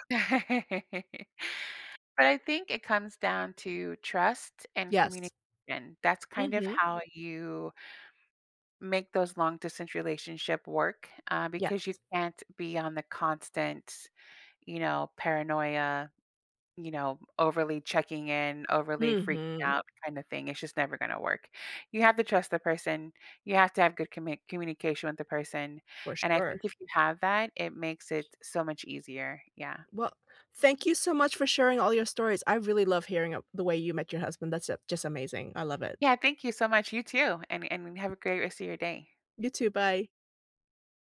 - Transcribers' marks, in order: laugh; other background noise
- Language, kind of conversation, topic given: English, unstructured, What check-in rhythm feels right without being clingy in long-distance relationships?